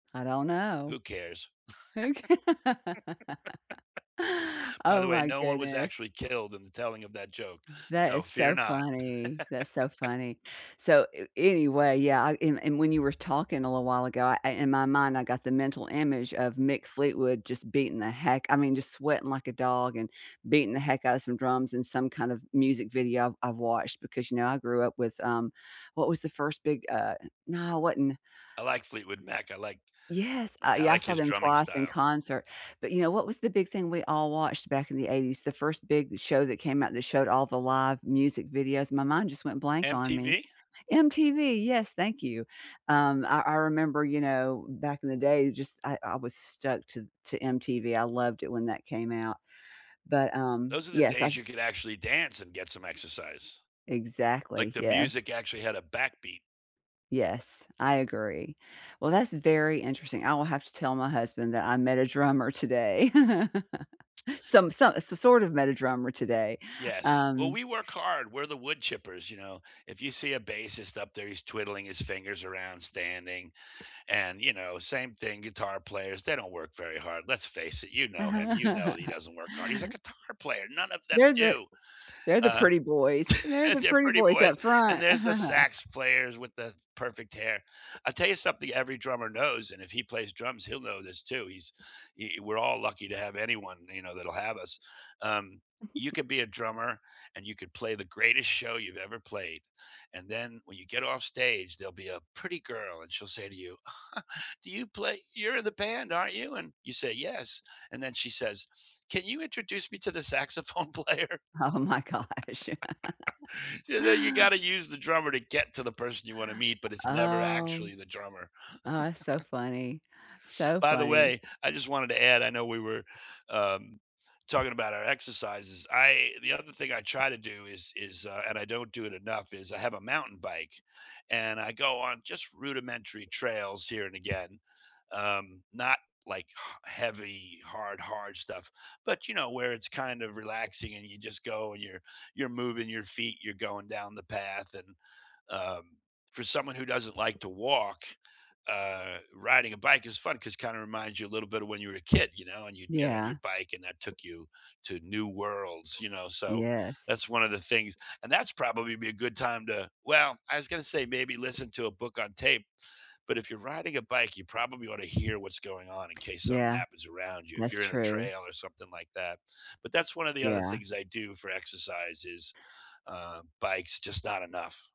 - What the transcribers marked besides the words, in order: laugh; laughing while speaking: "Oka"; laugh; other background noise; tapping; chuckle; laugh; scoff; laugh; giggle; chuckle; laughing while speaking: "Oh my gosh"; laughing while speaking: "player?"; laugh; chuckle
- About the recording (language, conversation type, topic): English, unstructured, What kinds of movement make you genuinely happy, and how do you make fitness playful and social?
- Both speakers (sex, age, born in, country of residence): female, 65-69, United States, United States; male, 60-64, United States, United States